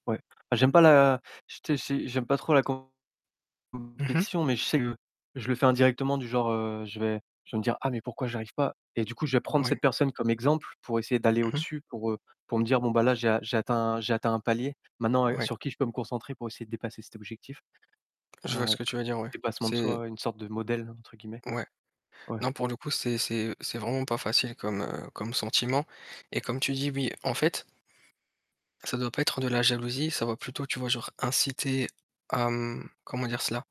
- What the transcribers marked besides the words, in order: other background noise; distorted speech; tapping
- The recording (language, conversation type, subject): French, unstructured, As-tu déjà ressenti de la frustration en essayant d’atteindre tes objectifs ?